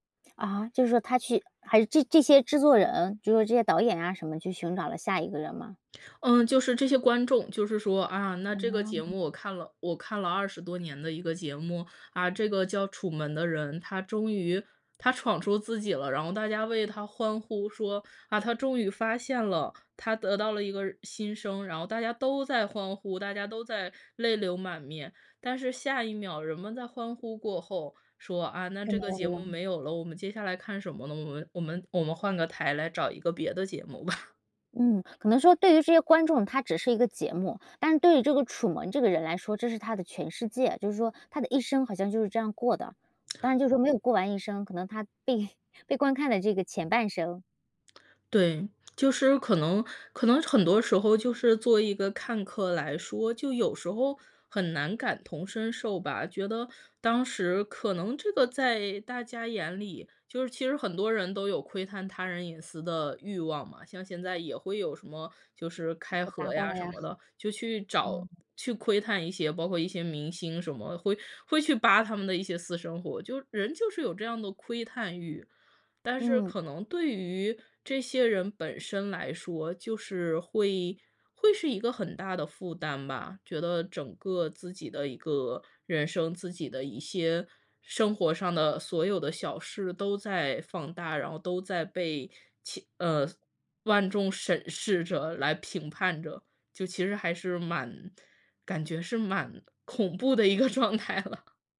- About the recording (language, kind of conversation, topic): Chinese, podcast, 你最喜欢的一部电影是哪一部？
- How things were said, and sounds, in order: laughing while speaking: "吧"; other background noise; laughing while speaking: "被"; tapping; laughing while speaking: "一个状态了"